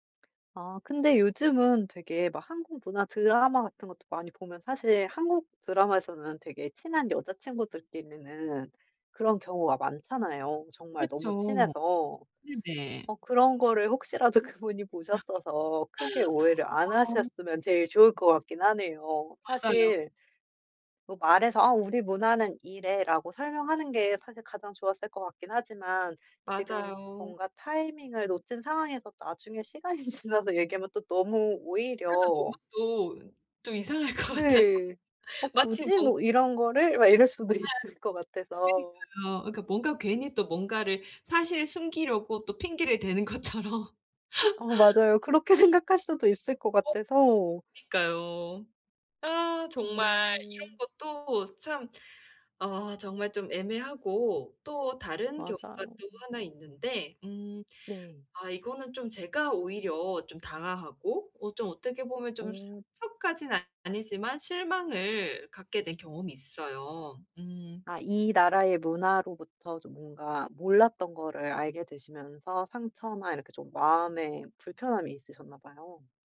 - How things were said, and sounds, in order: other background noise; laugh; laughing while speaking: "시간이 지나서"; laughing while speaking: "좀 이상할 것 같아"; laughing while speaking: "막 이럴 수도"; laughing while speaking: "것처럼"; laugh
- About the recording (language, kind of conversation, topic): Korean, advice, 현지 문화를 존중하며 민감하게 적응하려면 어떻게 해야 하나요?